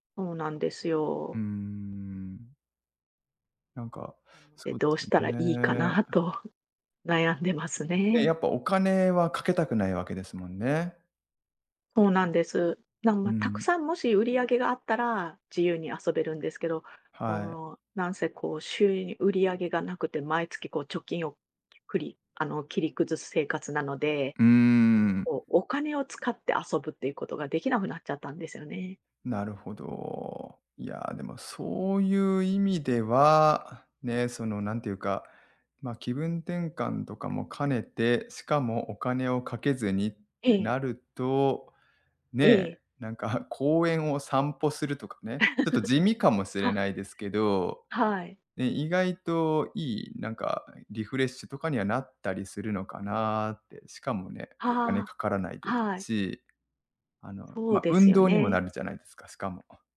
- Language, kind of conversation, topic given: Japanese, advice, 休日でも仕事のことを考えて休めない
- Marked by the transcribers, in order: other noise; tapping; laughing while speaking: "なんか"; laugh; laughing while speaking: "はい"